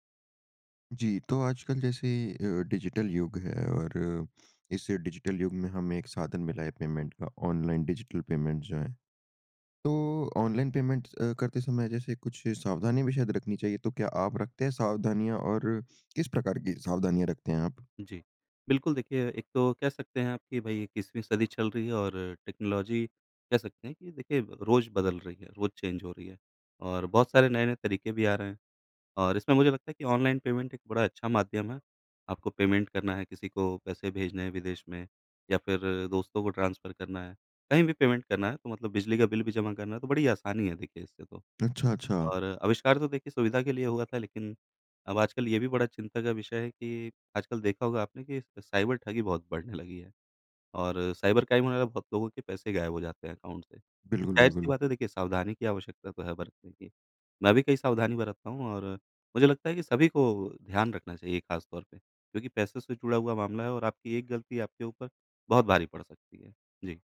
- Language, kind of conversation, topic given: Hindi, podcast, ऑनलाइन भुगतान करते समय आप कौन-कौन सी सावधानियाँ बरतते हैं?
- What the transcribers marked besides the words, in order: in English: "डिजिटल"; in English: "डिजिटल"; in English: "पेमेंट"; in English: "ऑनलाइन डिजिटल पेमेंट्स"; in English: "पेमेंट्स"; in English: "टेक्नोलॉज़ी"; in English: "चेंज"; in English: "पेमेंट"; in English: "पेमेंट"; in English: "ट्रांसफर"; in English: "पेमेंट"; in English: "बिल"; in English: "साइबर"; in English: "साइबर क्राइम"; in English: "अकाउंट"